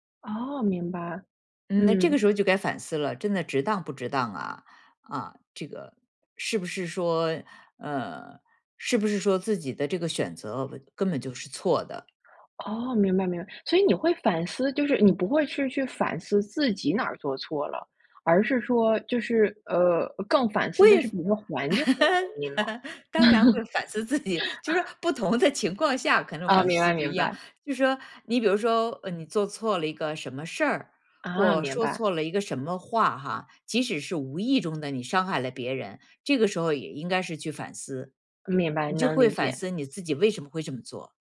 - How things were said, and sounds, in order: other background noise; stressed: "会"; laugh; laughing while speaking: "当然会反思自己，就是说不同的情况下可能反思不一样"; laugh; joyful: "哦，明白，明白"
- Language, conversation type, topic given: Chinese, podcast, 什么时候该反思，什么时候该原谅自己？